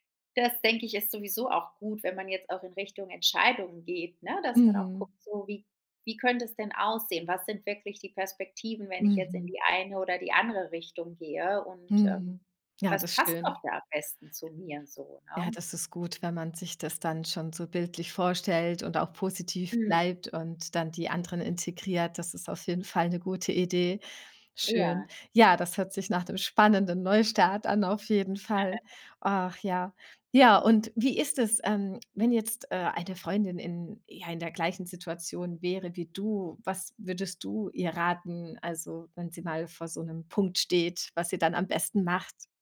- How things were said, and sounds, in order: laugh
- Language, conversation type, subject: German, podcast, Wie triffst du Entscheidungen, damit du später möglichst wenig bereust?